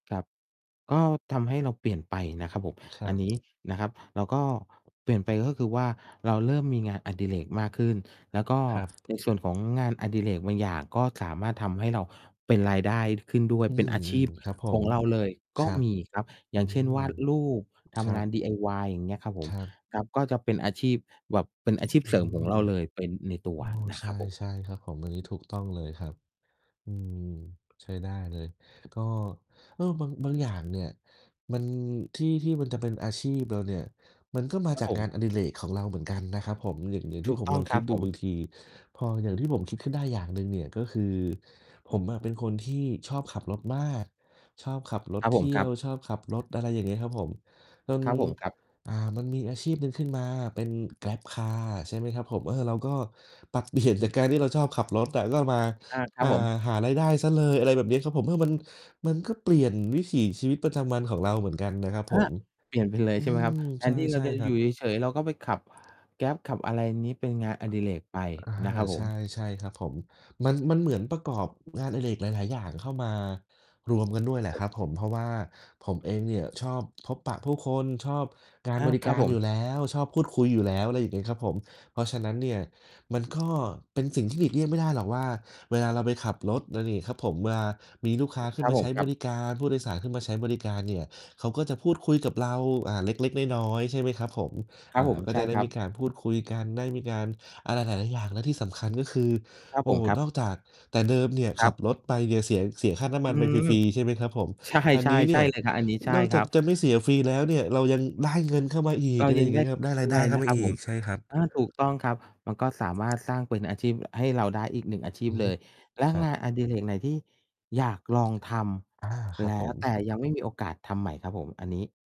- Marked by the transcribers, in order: other background noise; distorted speech; tapping; laughing while speaking: "เปลี่ยน"; static; laughing while speaking: "ใช่"
- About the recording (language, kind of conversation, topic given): Thai, unstructured, งานอดิเรกอะไรที่ทำแล้วรู้สึกสนุกที่สุด?